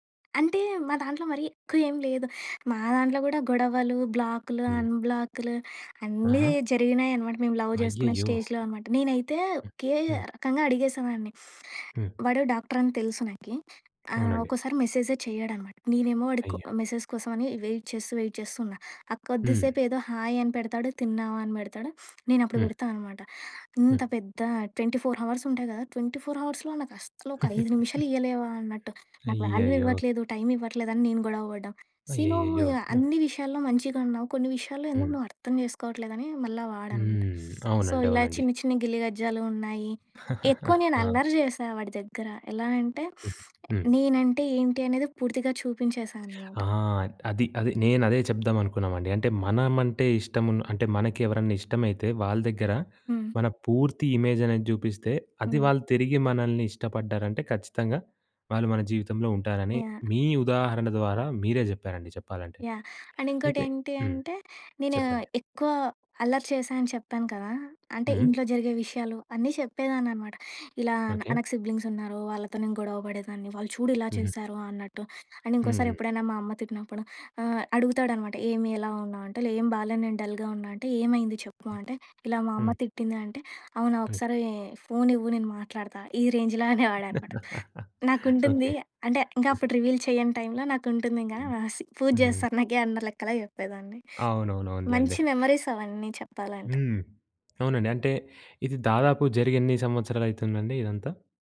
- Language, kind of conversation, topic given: Telugu, podcast, ఆన్‌లైన్ పరిచయాలను వాస్తవ సంబంధాలుగా ఎలా మార్చుకుంటారు?
- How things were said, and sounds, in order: in English: "లవ్"; in English: "స్టేజ్‌లో"; in English: "వెయిట్"; in English: "వెయిట్"; in English: "హాయ్!"; in English: "అవర్స్"; in English: "అవర్స్‌లో"; laugh; in English: "వాల్యూ"; in English: "టైమ్"; in English: "సీ"; in English: "సో"; laugh; sniff; tapping; in English: "ఇమేజ్"; in English: "యాహ్!"; in English: "యాహ్! అండ్"; in English: "సిబ్లింగ్స్"; in English: "అండ్"; in English: "డల్‌గా"; other noise; in English: "ఫోన్"; in English: "రేంజ్‌లో"; laugh; in English: "రివీల్"; in English: "టైమ్‌లో"; in English: "మెమరీస్"